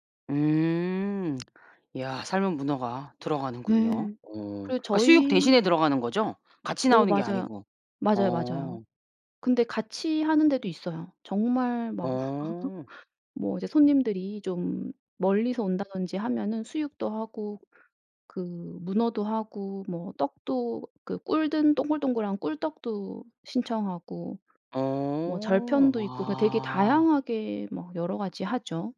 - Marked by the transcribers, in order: laughing while speaking: "막"
- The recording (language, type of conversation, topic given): Korean, podcast, 지역마다 잔치 음식이 어떻게 다른지 느껴본 적이 있나요?